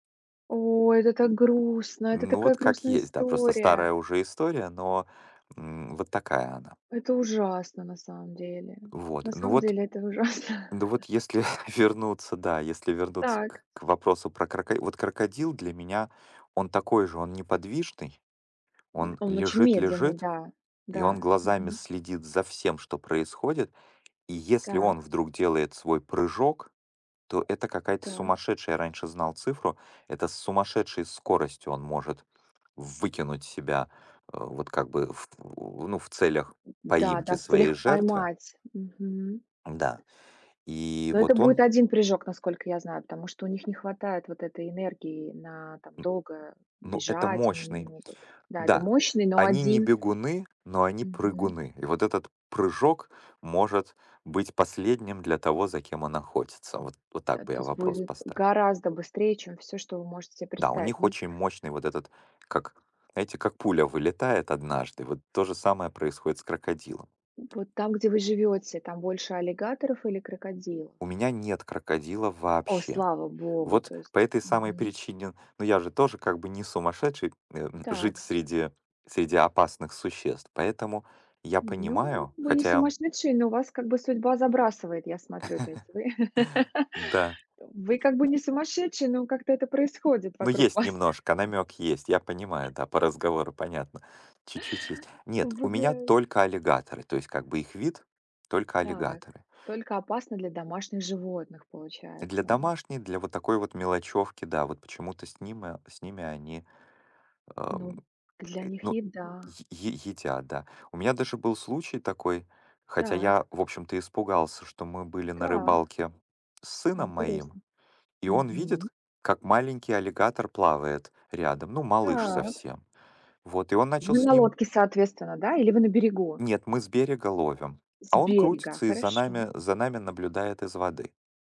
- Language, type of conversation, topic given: Russian, unstructured, Какие животные кажутся тебе самыми опасными и почему?
- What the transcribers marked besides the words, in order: tapping; laughing while speaking: "ужасно"; laughing while speaking: "если"; other background noise; laugh; chuckle; other noise; laugh